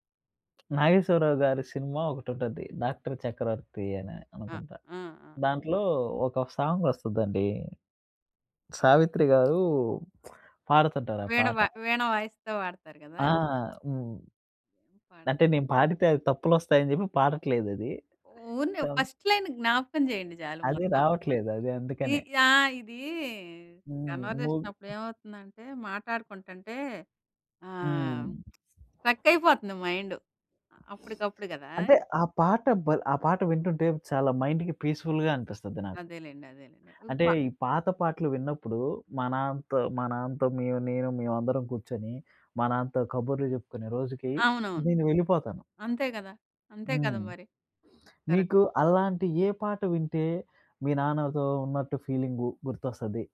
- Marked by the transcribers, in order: tapping; in English: "సాంగ్"; in English: "సాంగ్"; in English: "ఫస్ట్ లైన్"; in English: "మైండ్"; in English: "మైండ్‌కి పీస్‌ఫు‌ల్‌గా"; in English: "కరెక్ట్"
- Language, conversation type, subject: Telugu, podcast, ఏ పాట వినగానే మీకు వెంటనే చిన్నతనపు జ్ఞాపకాలు గుర్తుకొస్తాయి?